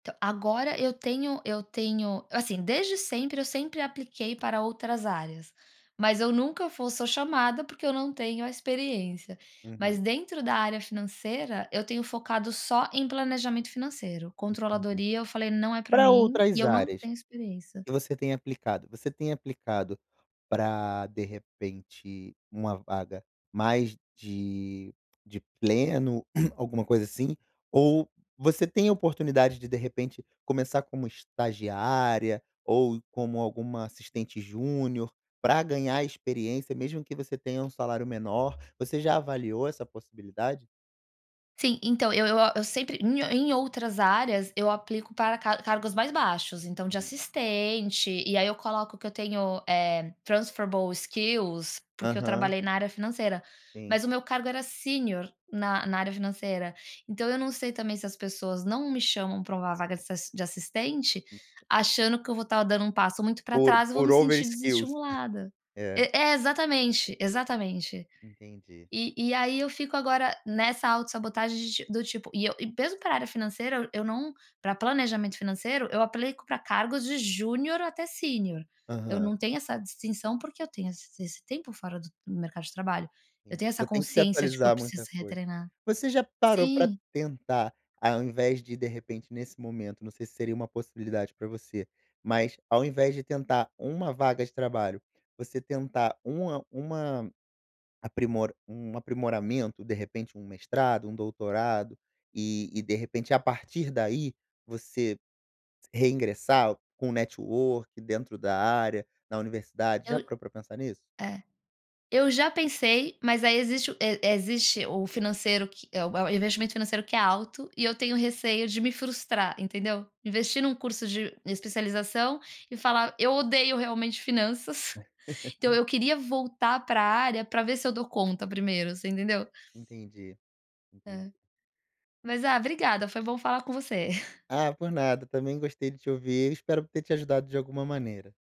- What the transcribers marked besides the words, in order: throat clearing; in English: "transferable skills"; other background noise; in English: "overskills"; laugh; chuckle
- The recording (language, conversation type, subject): Portuguese, advice, Como posso descrever de que forma me autossaboto diante de oportunidades profissionais?